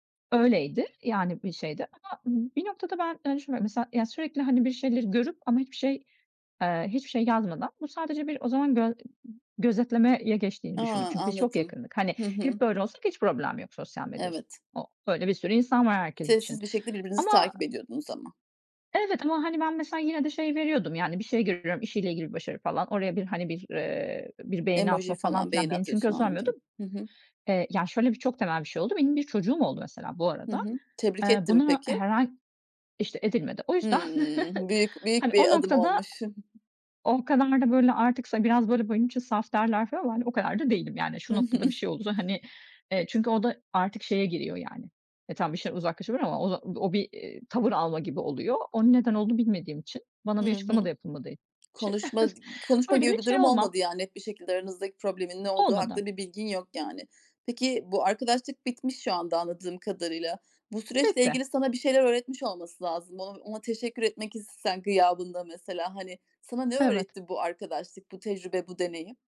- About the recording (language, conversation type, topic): Turkish, podcast, Bir arkadaşlık bittiğinde bundan ne öğrendin, paylaşır mısın?
- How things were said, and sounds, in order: other background noise; chuckle; laughing while speaking: "Hı hı"; chuckle